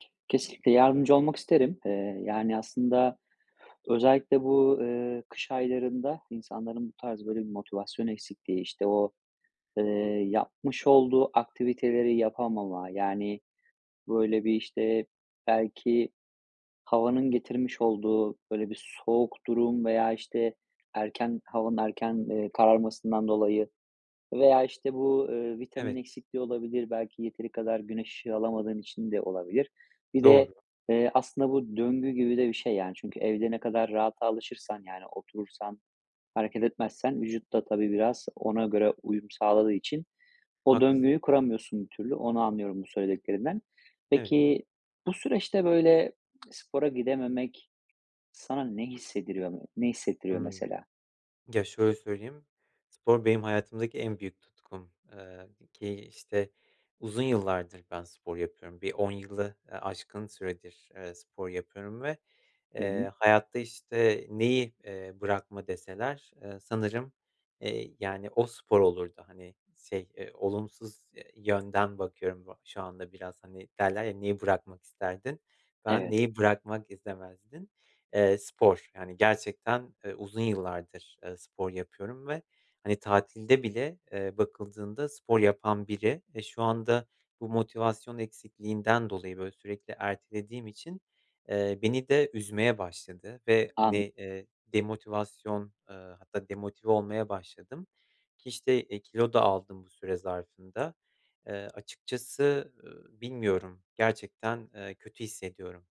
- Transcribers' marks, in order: tsk; tapping
- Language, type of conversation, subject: Turkish, advice, Egzersize başlamakta zorlanıyorum; motivasyon eksikliği ve sürekli ertelemeyi nasıl aşabilirim?